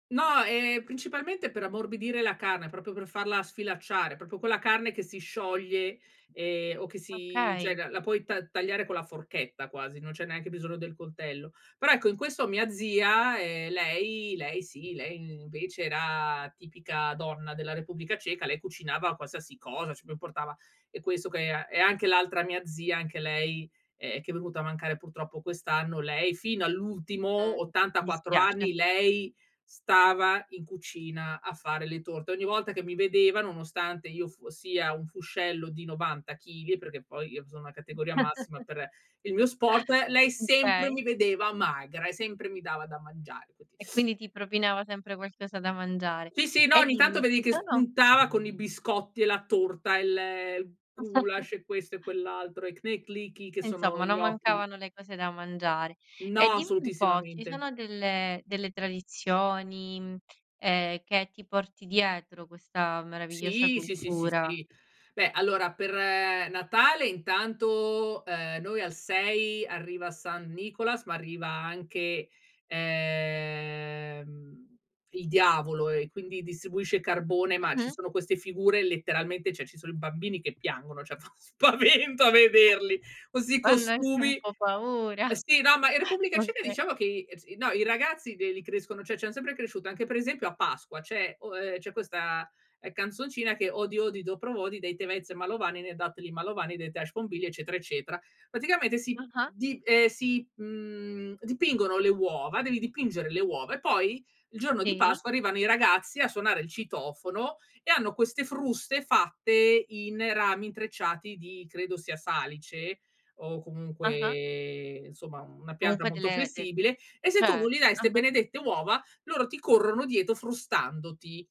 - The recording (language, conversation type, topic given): Italian, podcast, Com'è stato crescere tra due culture?
- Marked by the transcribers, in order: laugh; teeth sucking; chuckle; lip smack; drawn out: "ehm"; "cioè" said as "ceh"; laughing while speaking: "spavento a vederli"; unintelligible speech; chuckle; "cioè" said as "ceh"; in Czech: "odi odi dopro vodi dei … de tash bombilia"; drawn out: "comunque"